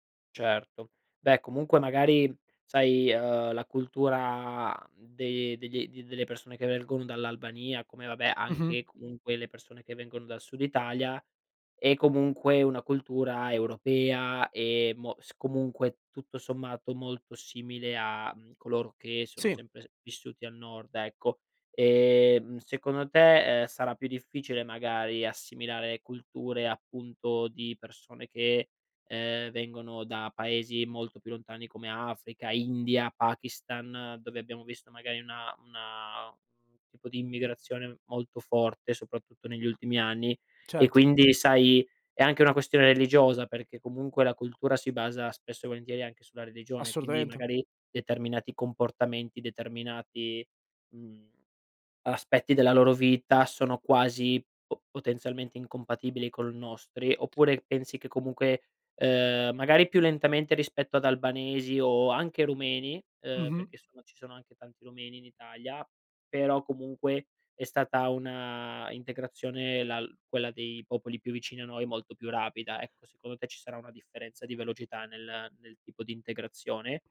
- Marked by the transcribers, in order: none
- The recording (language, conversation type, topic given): Italian, podcast, Come cambia la cultura quando le persone emigrano?